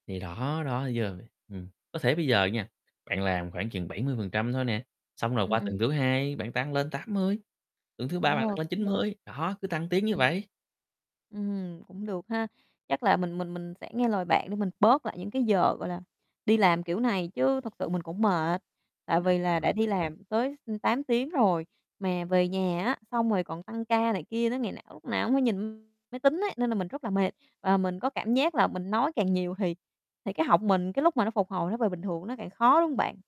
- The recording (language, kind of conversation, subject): Vietnamese, advice, Làm thế nào để giảm nỗi lo bị kiệt sức trở lại sau khi tôi đã cảm thấy khá hơn?
- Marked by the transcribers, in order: unintelligible speech; static; distorted speech; tapping; other background noise; unintelligible speech